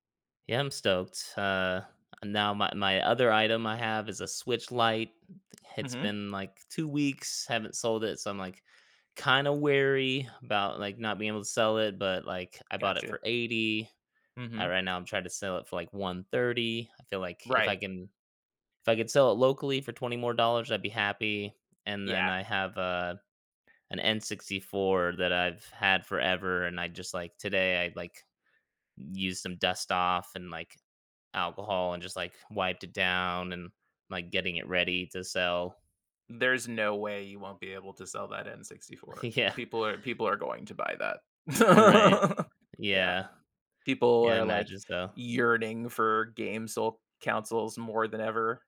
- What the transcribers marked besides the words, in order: chuckle; laugh; "consoles" said as "counsoles"
- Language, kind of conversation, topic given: English, advice, How can I make a good impression at my new job?